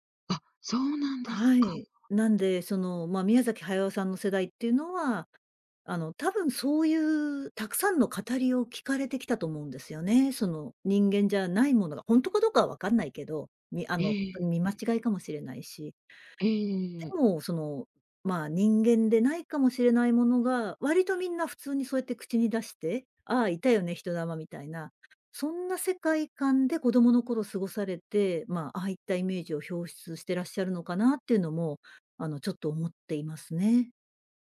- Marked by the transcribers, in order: other background noise
- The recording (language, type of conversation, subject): Japanese, podcast, 祖父母から聞いた面白い話はありますか？